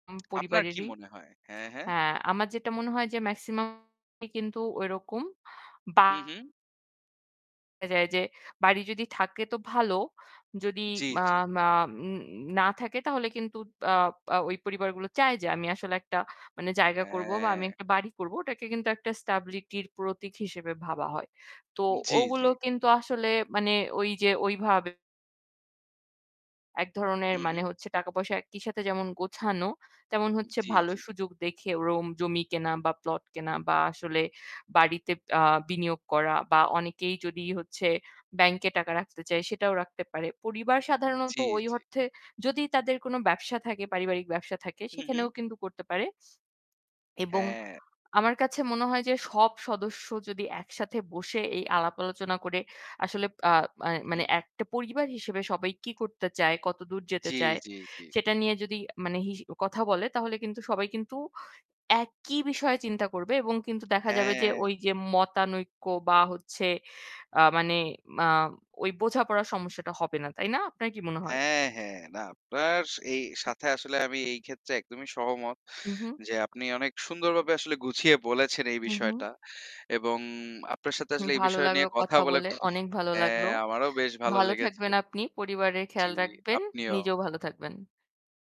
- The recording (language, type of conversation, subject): Bengali, unstructured, পরিবারের আর্থিক পরিকল্পনা কীভাবে করা উচিত?
- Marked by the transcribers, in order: tapping; distorted speech; horn; other background noise; drawn out: "হ্যাঁ"; in English: "stability"; static